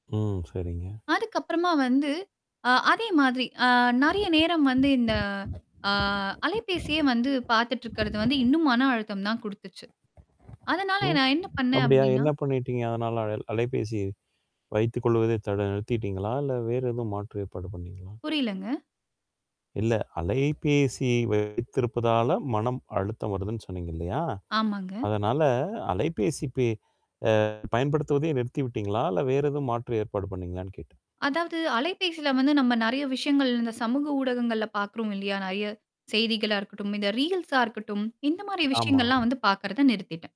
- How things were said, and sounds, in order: static; other background noise; tapping; distorted speech; in English: "ரீல்ஸா"
- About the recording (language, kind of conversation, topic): Tamil, podcast, மனஅழுத்தம் வந்தால், நீங்கள் முதலில் என்ன செய்வீர்கள்?